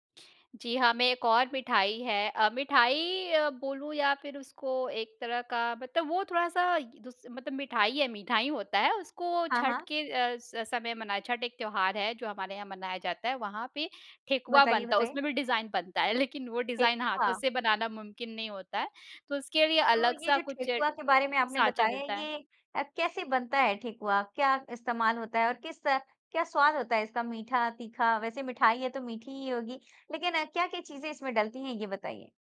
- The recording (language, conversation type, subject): Hindi, podcast, आपकी सबसे पसंदीदा मिठाई कौन-सी है, और उससे जुड़ी कौन-सी याद आपको आज भी सबसे ज़्यादा याद आती है?
- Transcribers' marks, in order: in English: "डिज़ाइन"; laughing while speaking: "लेकिन"; in English: "डिज़ाइन"